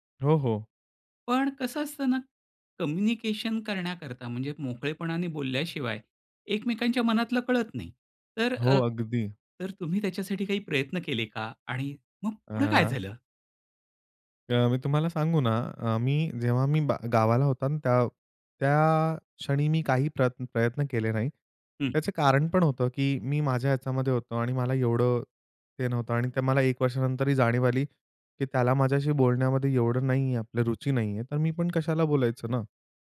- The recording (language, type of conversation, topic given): Marathi, podcast, भावंडांशी दूरावा झाला असेल, तर पुन्हा नातं कसं जुळवता?
- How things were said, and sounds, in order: none